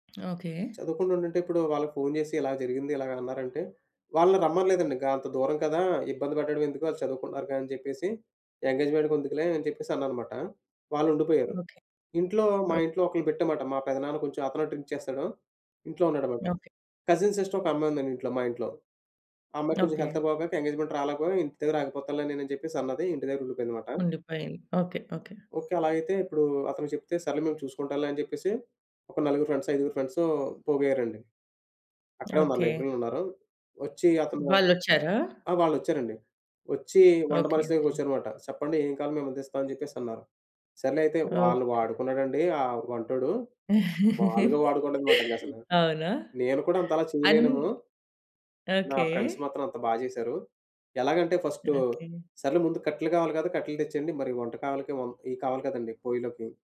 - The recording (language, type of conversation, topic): Telugu, podcast, మీరు ఏ సందర్భంలో సహాయం కోరాల్సి వచ్చిందో వివరించగలరా?
- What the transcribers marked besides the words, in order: tapping; in English: "ఎంగేజ్‌మెంట్‌కెందుకులే"; in English: "డ్రింక్"; in English: "కజిన్ సిస్టర్"; in English: "హెల్త్"; in English: "ఎంగేజ్‌మెంట్‌కి"; other background noise; in English: "లైబ్రరీలో"; laughing while speaking: "అవునా?"; in English: "ఫ్రెండ్స్"; in English: "ఫస్ట్"